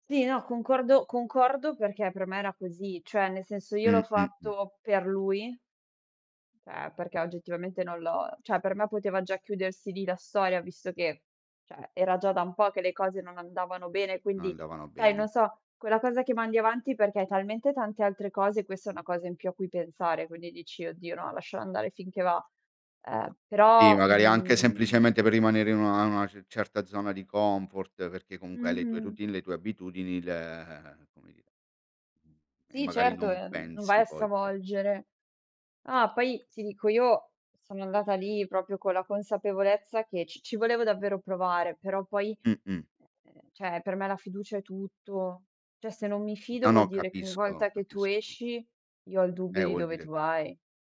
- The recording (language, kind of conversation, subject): Italian, podcast, Come si può ricostruire la fiducia dopo un tradimento in famiglia?
- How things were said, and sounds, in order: other background noise; "cioè" said as "ceh"; "cioè" said as "ceh"; "Sì" said as "tì"; drawn out: "ehm"; "proprio" said as "propio"; "cioè" said as "ceh"